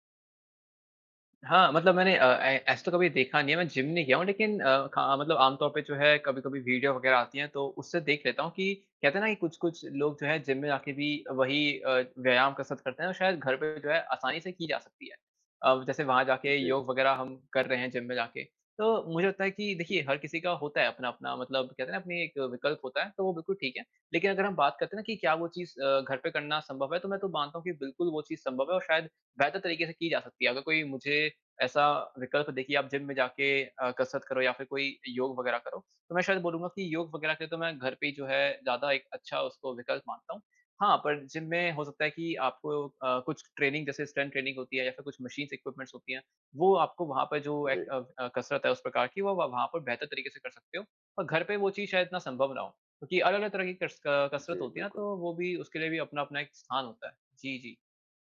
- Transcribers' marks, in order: in English: "ट्रेनिंग"; in English: "स्ट्रेंग्थ ट्रेनिंग"; in English: "मशीन इक्विपमेंट्स"
- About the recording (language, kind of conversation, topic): Hindi, unstructured, क्या जिम जाना सच में ज़रूरी है?